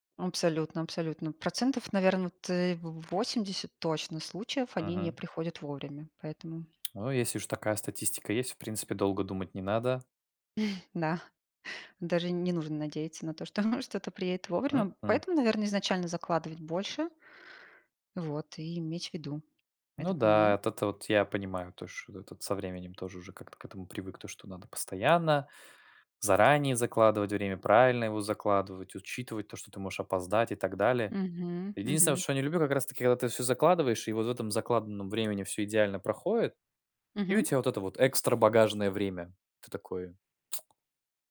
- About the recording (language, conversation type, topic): Russian, unstructured, Какие технологии помогают вам в организации времени?
- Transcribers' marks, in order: other background noise; tapping; chuckle; chuckle; tsk